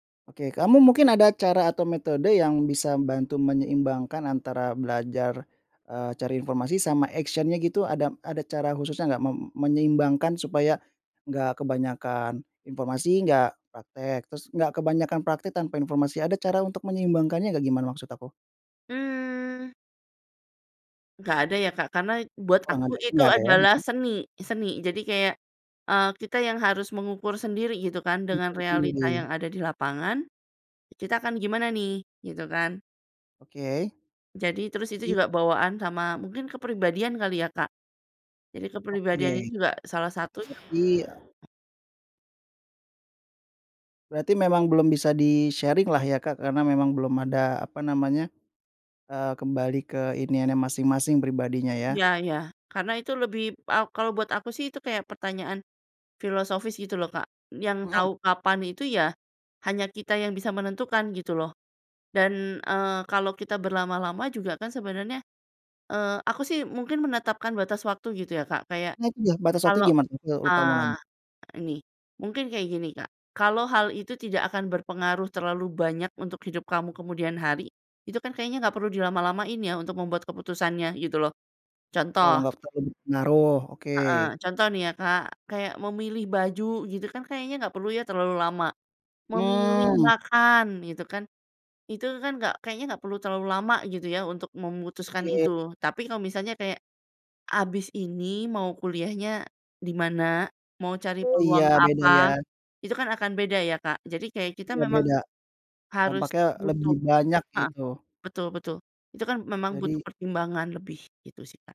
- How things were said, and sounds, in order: in English: "action-nya"; other background noise; in English: "di-sharing"
- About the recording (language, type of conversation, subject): Indonesian, podcast, Kapan kamu memutuskan untuk berhenti mencari informasi dan mulai praktik?